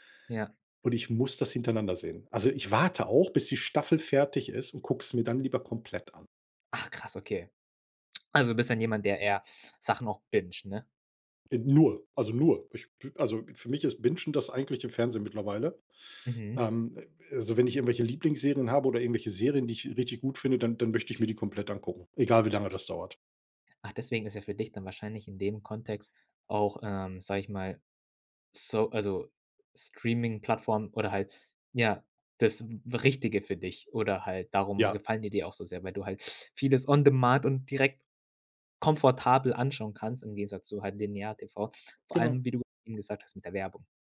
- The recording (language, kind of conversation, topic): German, podcast, Wie hat Streaming das klassische Fernsehen verändert?
- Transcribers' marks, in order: other background noise; stressed: "warte auch"; tapping; in English: "on demand"